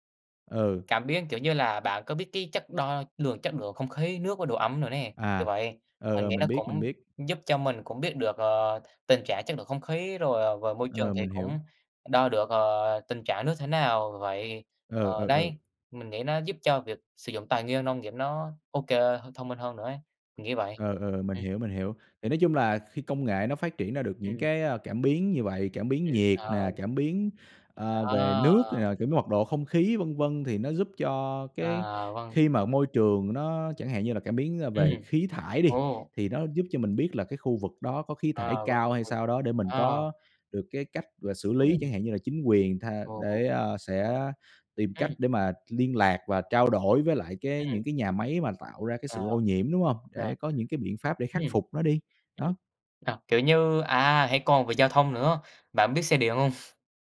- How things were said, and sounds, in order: tapping; other background noise; chuckle
- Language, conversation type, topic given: Vietnamese, unstructured, Công nghệ có thể giúp giải quyết các vấn đề môi trường như thế nào?